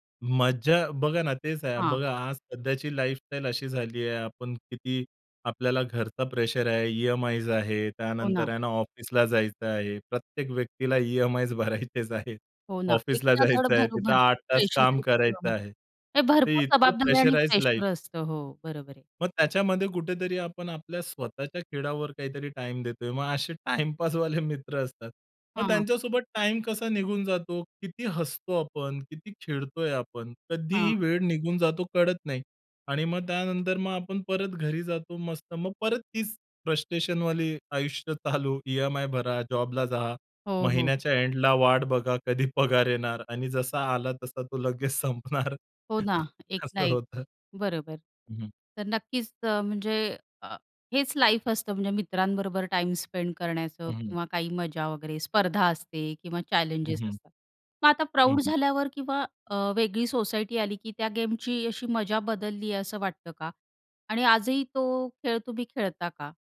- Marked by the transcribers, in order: laughing while speaking: "भरायचेच आहेत. ऑफिसला जायचं आहे"; unintelligible speech; in English: "प्रेशराईज्ड लाईफ"; laughing while speaking: "टाईमपासवाले"; laughing while speaking: "चालू"; laughing while speaking: "कधी पगार"; tapping; laughing while speaking: "संपणार असं होतं"; chuckle; in English: "लाईफ"; in English: "स्पेंड"
- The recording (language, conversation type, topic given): Marathi, podcast, मित्रांबरोबर खेळताना तुला सगळ्यात जास्त मजा कशात वाटायची?